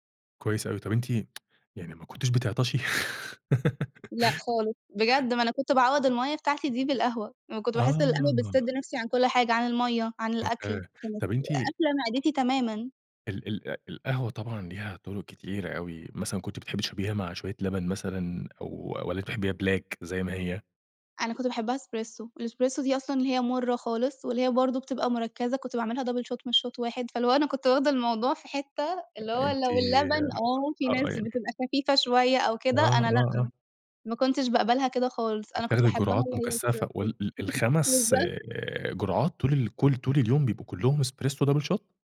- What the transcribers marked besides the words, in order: tsk; laugh; in English: "black"; in English: "double shot"; in English: "shot"; giggle; in English: "double shot؟"
- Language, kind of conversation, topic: Arabic, podcast, إيه روتينك الصبح عشان تحافظ على صحتك؟